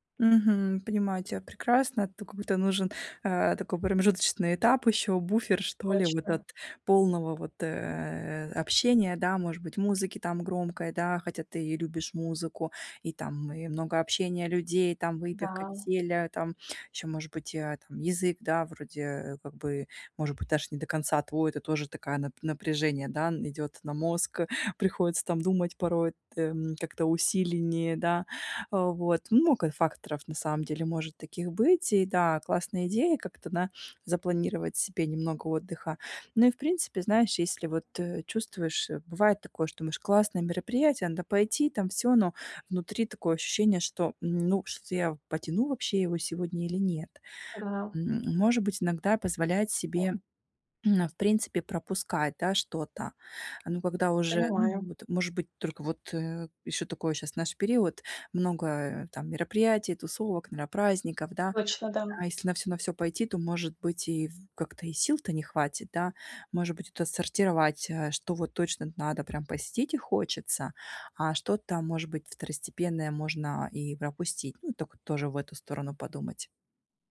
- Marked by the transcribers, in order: other background noise; other noise
- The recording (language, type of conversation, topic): Russian, advice, Как справиться с давлением и дискомфортом на тусовках?